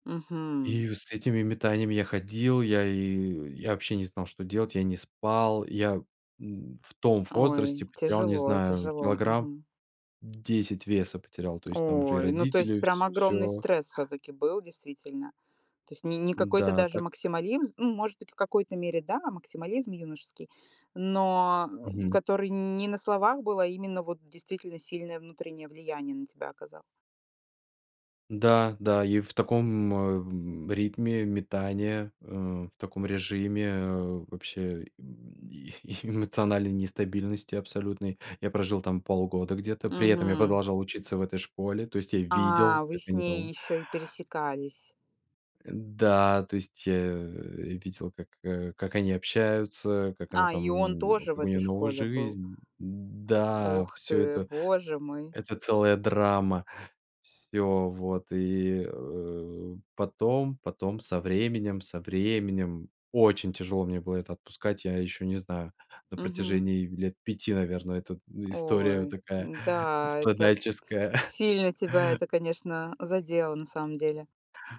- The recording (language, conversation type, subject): Russian, podcast, Как ты решаешь, стоит ли сожалеть о случившемся или отпустить это?
- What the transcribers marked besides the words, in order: tapping; "максимализм" said as "максималимзм"; chuckle; chuckle